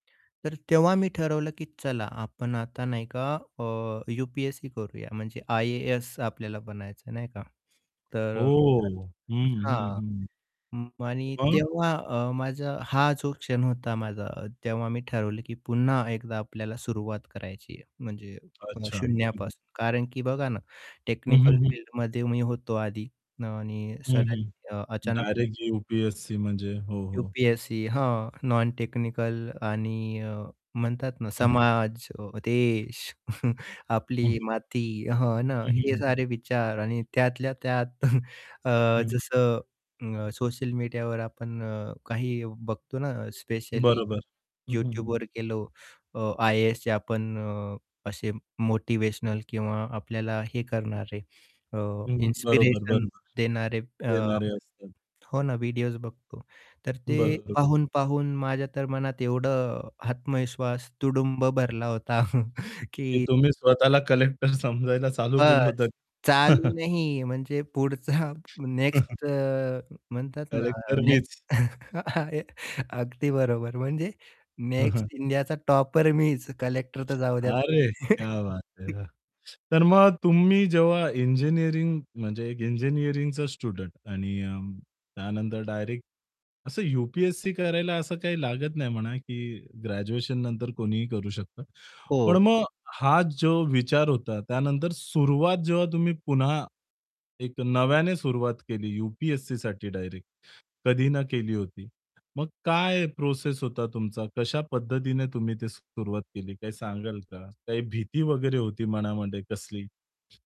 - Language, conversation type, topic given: Marathi, podcast, पुन्हा सुरुवात करण्याची वेळ तुमच्यासाठी कधी आली?
- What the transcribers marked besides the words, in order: static; unintelligible speech; distorted speech; unintelligible speech; tapping; chuckle; chuckle; other background noise; laughing while speaking: "होता"; laughing while speaking: "समजायला"; chuckle; laughing while speaking: "पुढचा"; chuckle; chuckle; laughing while speaking: "आ य अगदी बरोबर"; in Hindi: "क्या बात है!"; chuckle; in English: "स्टुडंट"